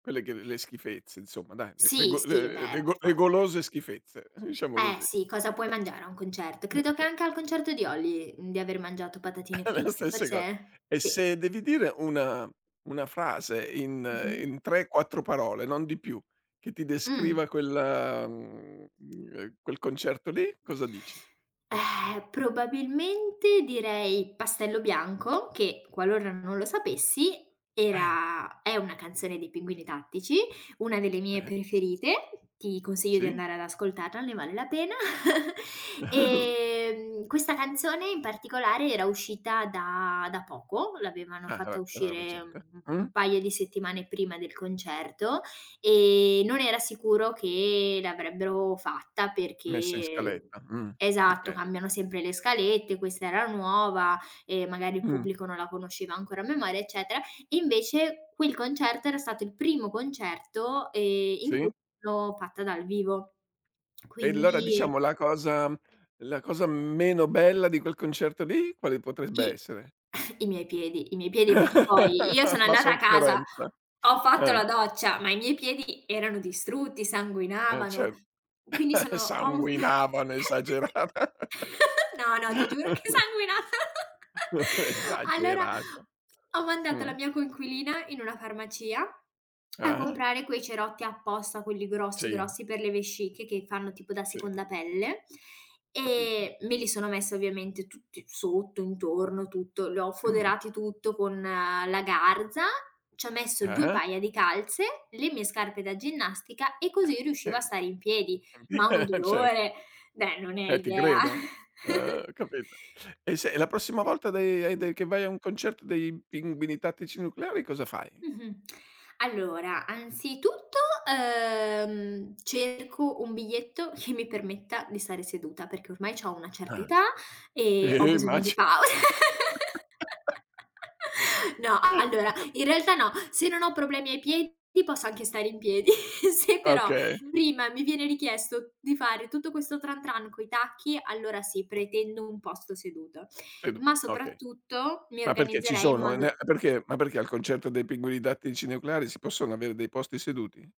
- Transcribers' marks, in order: chuckle; laughing while speaking: "Le stesse co"; tongue click; stressed: "Eh"; chuckle; "allora" said as "illora"; chuckle; other background noise; chuckle; giggle; laughing while speaking: "esagerata"; laughing while speaking: "sanguina"; chuckle; laugh; chuckle; chuckle; laughing while speaking: "vi"; "cioè" said as "ceh"; chuckle; other noise; drawn out: "ehm"; laughing while speaking: "che"; laughing while speaking: "Eh, immagin"; laugh; chuckle; chuckle; chuckle; tapping
- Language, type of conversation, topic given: Italian, podcast, Com’è stata la tua prima volta a un concerto dal vivo?